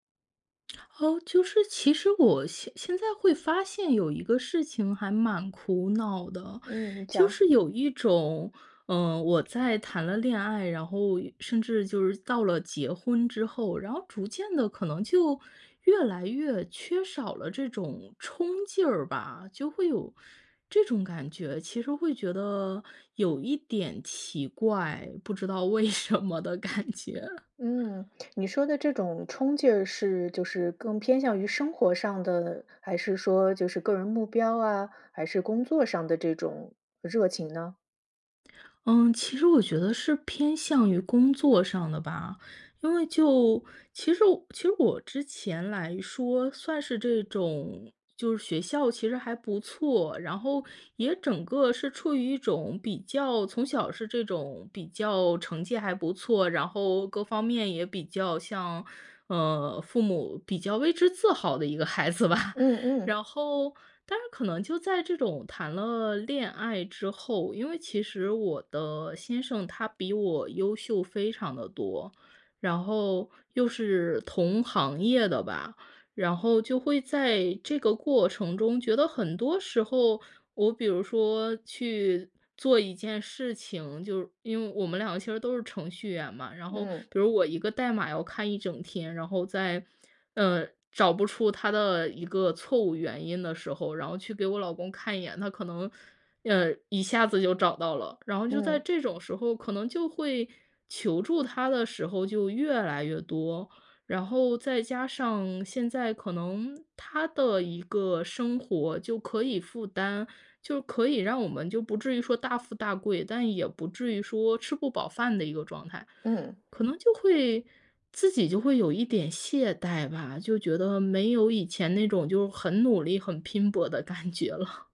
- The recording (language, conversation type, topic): Chinese, advice, 在恋爱或婚姻中我感觉失去自我，该如何找回自己的目标和热情？
- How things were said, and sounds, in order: laughing while speaking: "为什么的感觉"; other background noise; laughing while speaking: "孩子吧"; laughing while speaking: "感觉了"